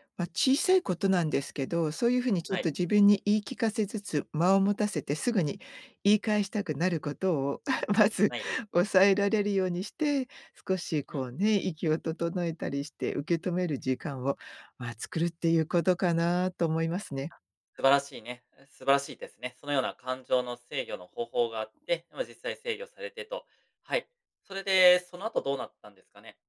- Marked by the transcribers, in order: giggle
- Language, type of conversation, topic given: Japanese, podcast, メンターからの厳しいフィードバックをどのように受け止めればよいですか？